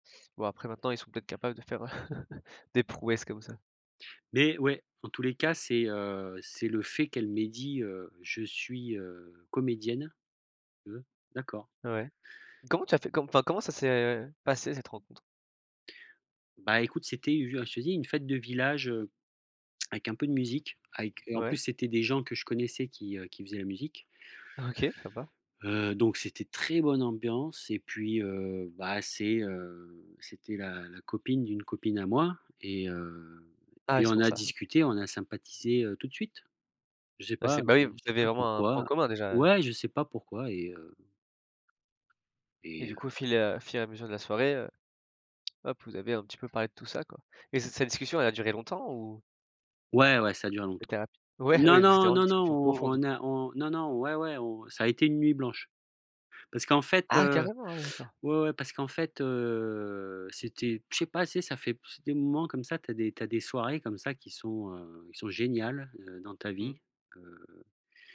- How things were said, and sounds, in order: chuckle; stressed: "très"; other background noise; drawn out: "heu"; blowing
- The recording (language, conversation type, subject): French, podcast, Peux-tu raconter une rencontre qui a changé ta vie ?